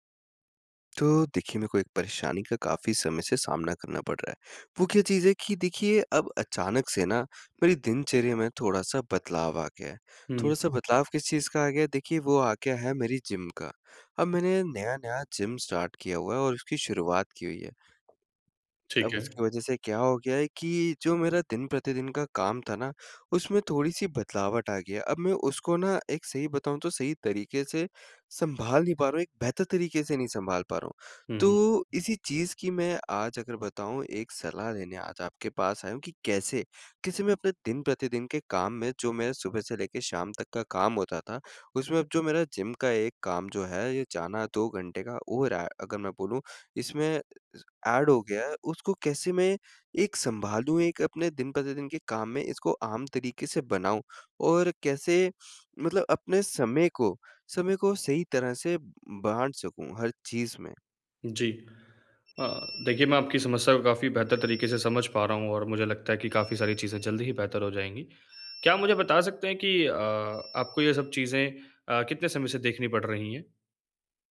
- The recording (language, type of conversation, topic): Hindi, advice, दिनचर्या में अचानक बदलाव को बेहतर तरीके से कैसे संभालूँ?
- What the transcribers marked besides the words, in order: other background noise; other noise; tapping; in English: "स्टार्ट"; in English: "एड"